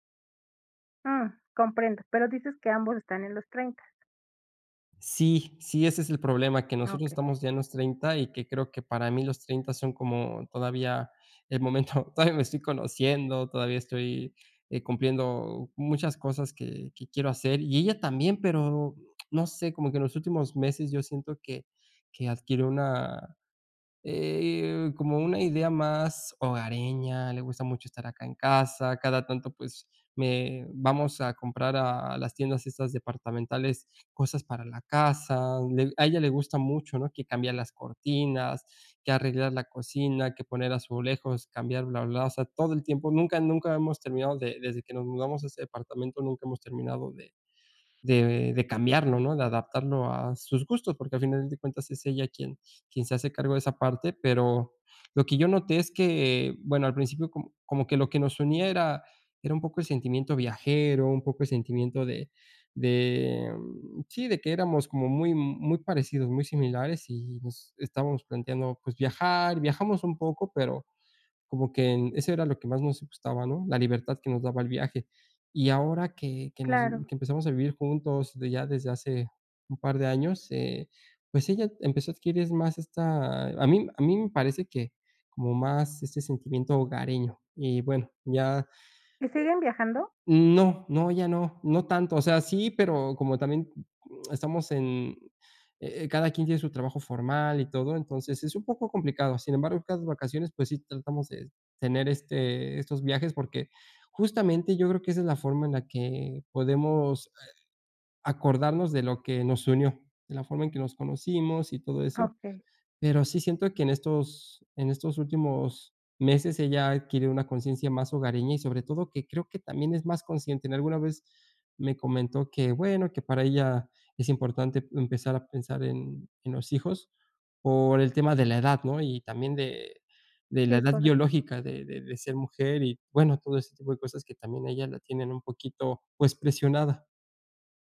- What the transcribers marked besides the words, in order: tapping; laughing while speaking: "momento"; other background noise
- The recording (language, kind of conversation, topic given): Spanish, advice, ¿Cómo podemos gestionar nuestras diferencias sobre los planes a futuro?